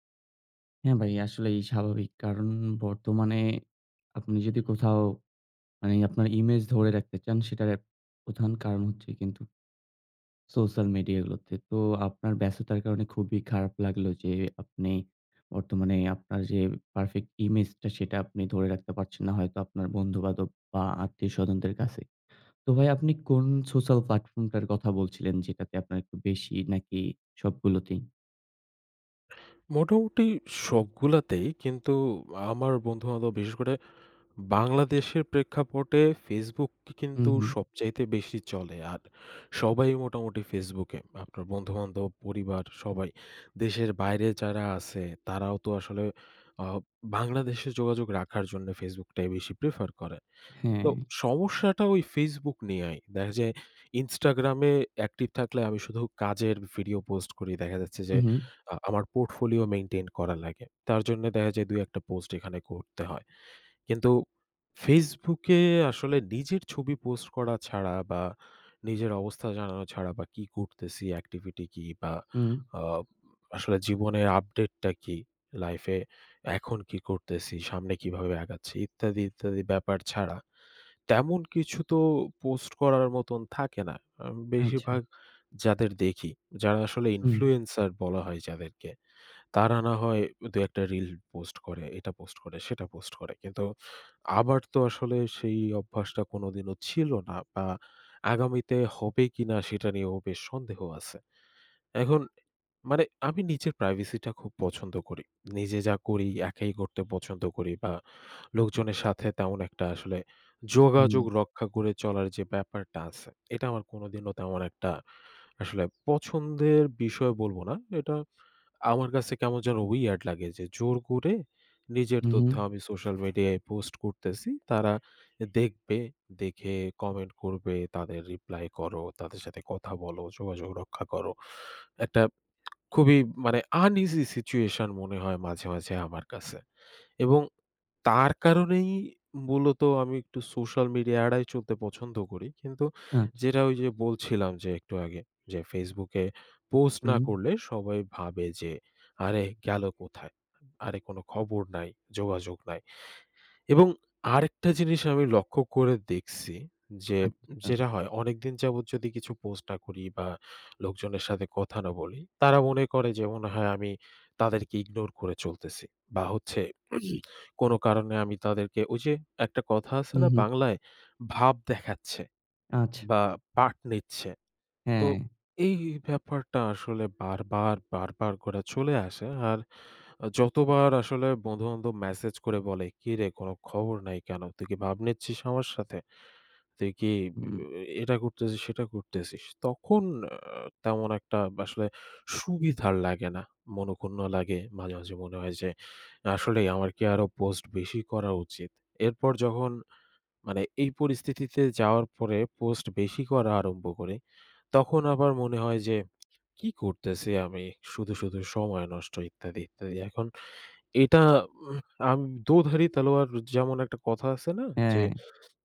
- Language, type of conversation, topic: Bengali, advice, সোশ্যাল মিডিয়ায় ‘পারফেক্ট’ ইমেজ বজায় রাখার চাপ
- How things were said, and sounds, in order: "বন্ধুবান্ধব" said as "বন্ধুবাধব"; other background noise; in English: "portfolio maintain"; bird; in English: "weird"; tapping; in English: "uneasy situation"; throat clearing; lip smack; lip smack; in Hindi: "দোধারি তালোয়ার"